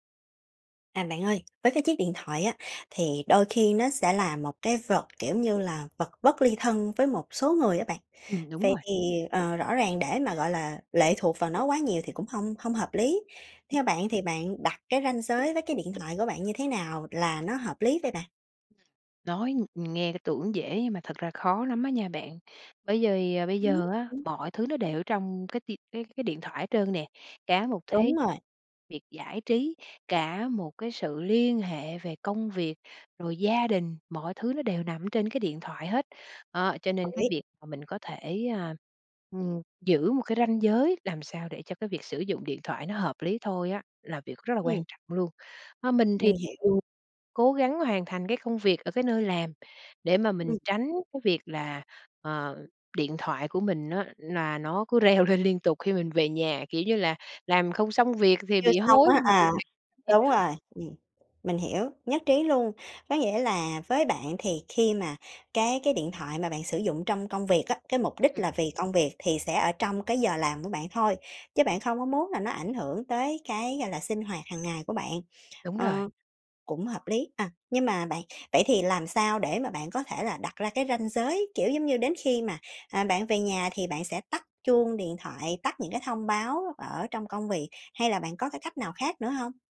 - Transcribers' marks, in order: tapping; other background noise; unintelligible speech; laughing while speaking: "reo lên"; unintelligible speech
- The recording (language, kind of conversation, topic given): Vietnamese, podcast, Bạn đặt ranh giới với điện thoại như thế nào?